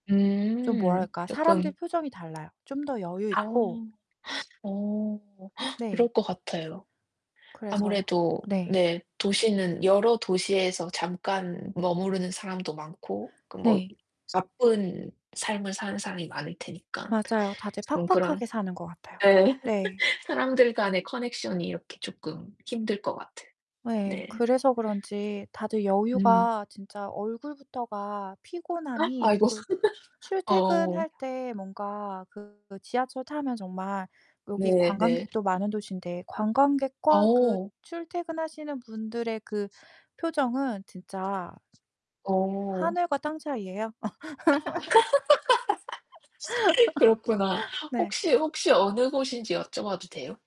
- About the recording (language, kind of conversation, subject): Korean, unstructured, 미래에 어디에서 살고 싶나요?
- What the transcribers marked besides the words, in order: tapping; gasp; other background noise; gasp; background speech; laugh; laugh; distorted speech; laugh; laugh